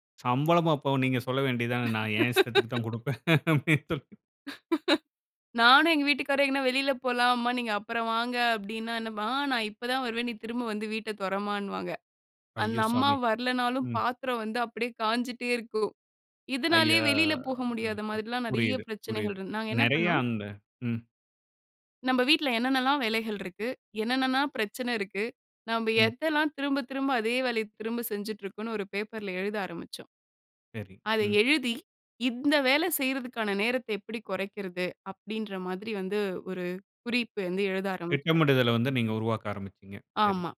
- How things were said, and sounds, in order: laugh; laughing while speaking: "நான் என் இஷ்டத்திற்கு தான் கொடுப்பேன்"; laugh
- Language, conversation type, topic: Tamil, podcast, வேலை-வாழ்க்கை சமநிலையை நீங்கள் எவ்வாறு பேணுகிறீர்கள்?